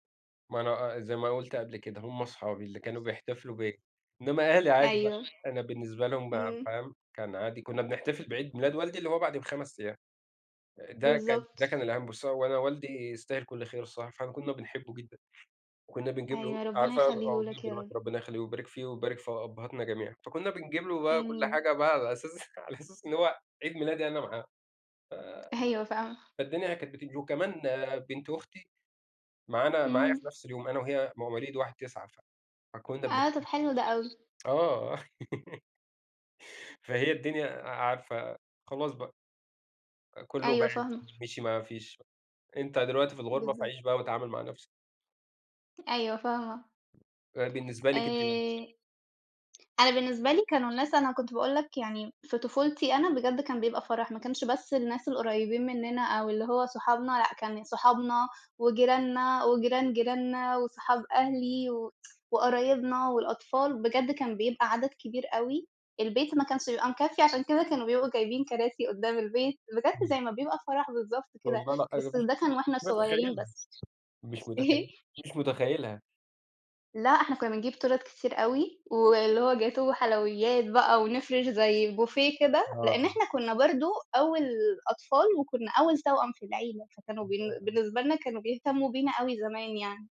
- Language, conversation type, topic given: Arabic, unstructured, إيه أحلى عيد ميلاد احتفلت بيه وإنت صغير؟
- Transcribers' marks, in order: other noise; other background noise; background speech; chuckle; laugh; tsk; tapping; unintelligible speech